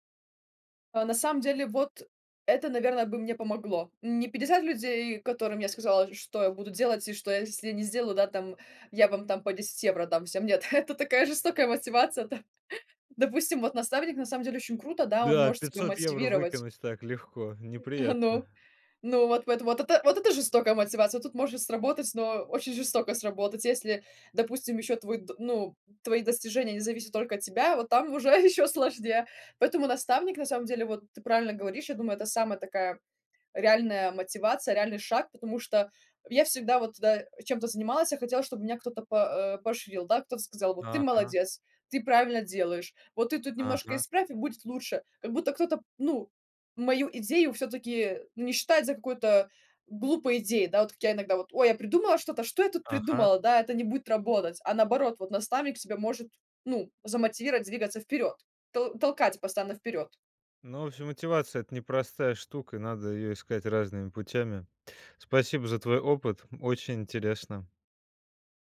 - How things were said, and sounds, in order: chuckle; chuckle; laughing while speaking: "уже еще сложнее"
- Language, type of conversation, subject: Russian, podcast, Как ты находишь мотивацию не бросать новое дело?